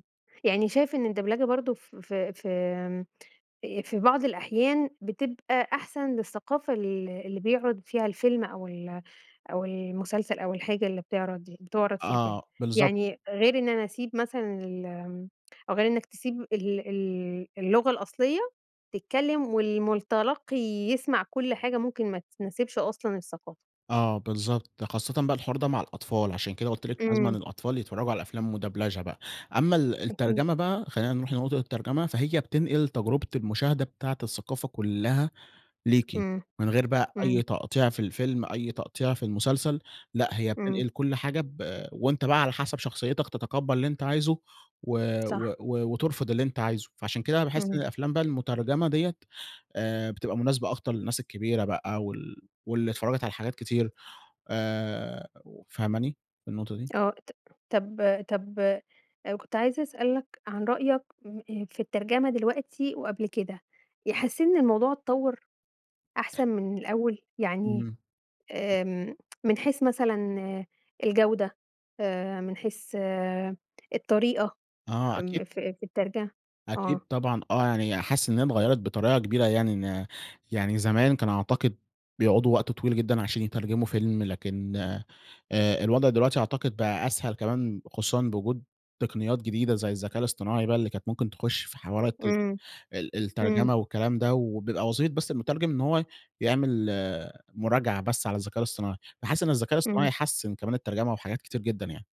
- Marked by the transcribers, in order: in French: "الدبلجة"; "والمتلقي" said as "المُلتلقي"; in French: "مدبلچة"
- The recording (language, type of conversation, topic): Arabic, podcast, شو رأيك في ترجمة ودبلجة الأفلام؟